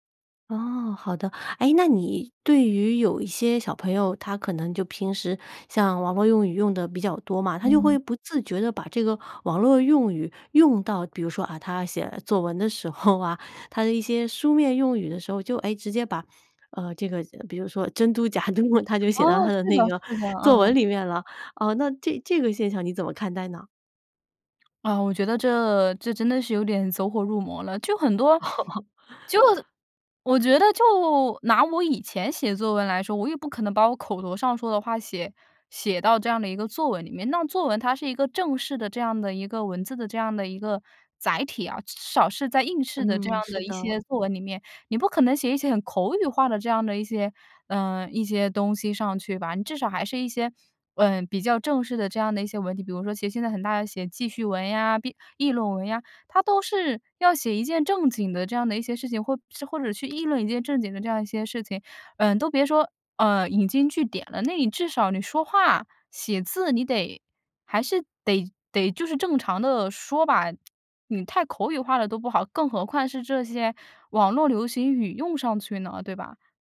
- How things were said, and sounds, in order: laugh; other background noise; tapping
- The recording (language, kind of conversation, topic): Chinese, podcast, 你觉得网络语言对传统语言有什么影响？